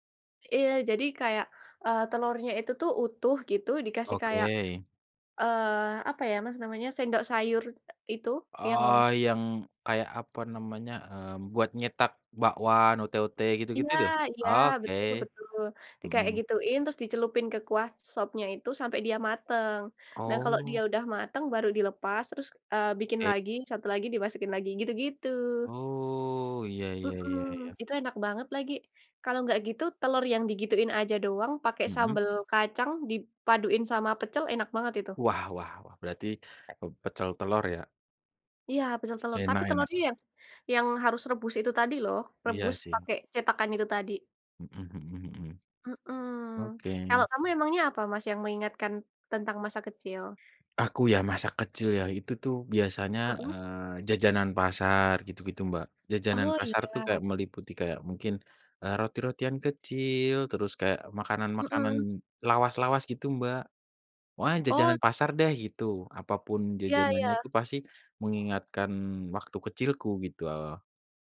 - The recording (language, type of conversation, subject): Indonesian, unstructured, Bagaimana makanan memengaruhi kenangan masa kecilmu?
- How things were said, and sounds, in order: tapping; other background noise; in Javanese: "yo?"; drawn out: "Oh"